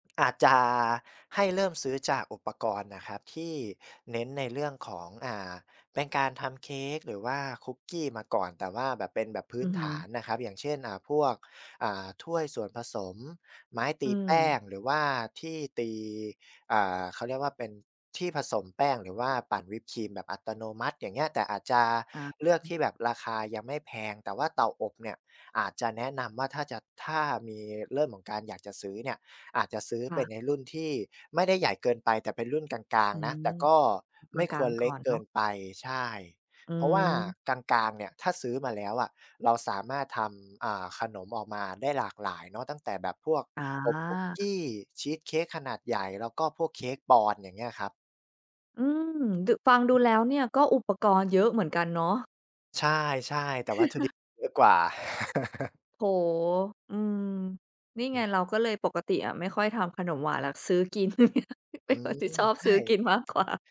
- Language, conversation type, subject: Thai, podcast, งานอดิเรกอะไรที่คุณอยากแนะนำให้คนอื่นลองทำดู?
- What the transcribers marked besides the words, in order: chuckle; laugh; laugh; laughing while speaking: "เป็นคนที่ชอบซื้อกินมากกว่า"